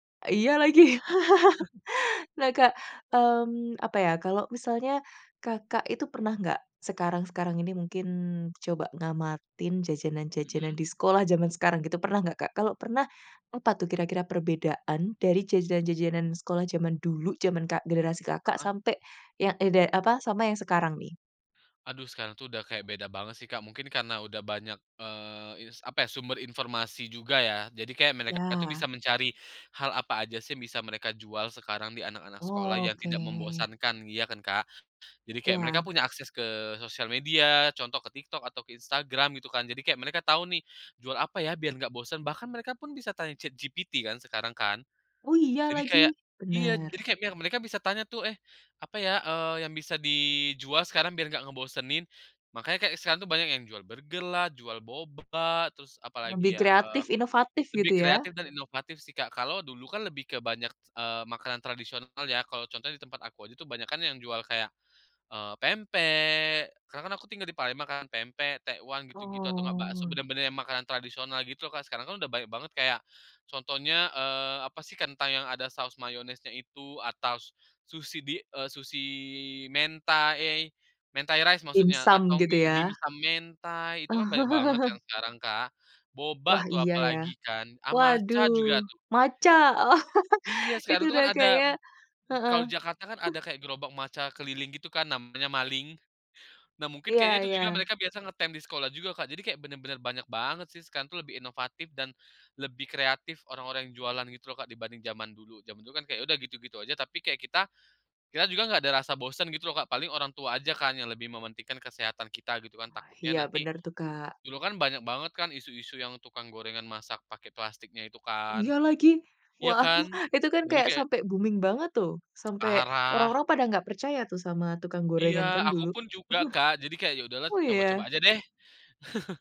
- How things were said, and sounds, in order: chuckle; drawn out: "Oke"; surprised: "Oh, iya lagi"; unintelligible speech; chuckle; stressed: "matcha"; chuckle; chuckle; chuckle; in English: "booming"; chuckle
- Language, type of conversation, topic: Indonesian, podcast, Jajanan sekolah apa yang paling kamu rindukan sekarang?